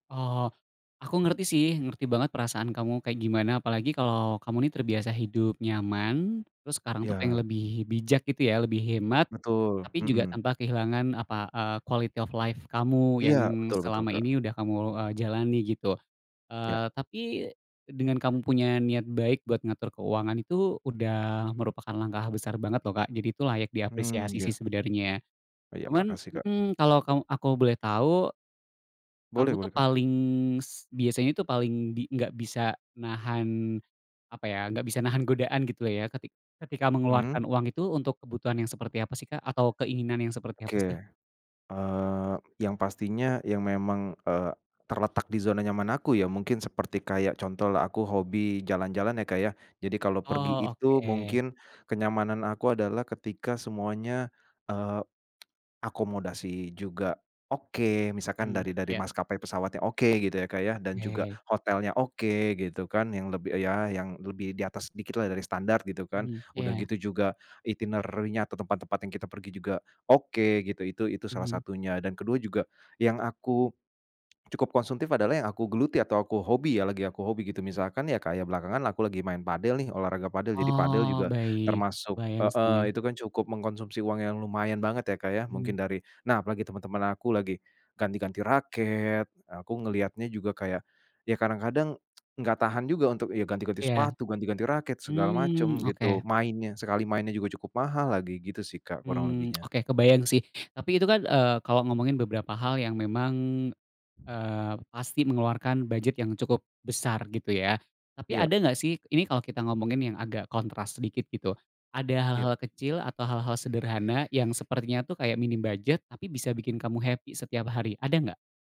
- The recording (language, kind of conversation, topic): Indonesian, advice, Bagaimana cara berhemat tanpa merasa kekurangan atau mengurangi kebahagiaan sehari-hari?
- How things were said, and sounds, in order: other background noise; in English: "quality of life"; tapping; in English: "itinerary-nya"; tsk; in English: "happy"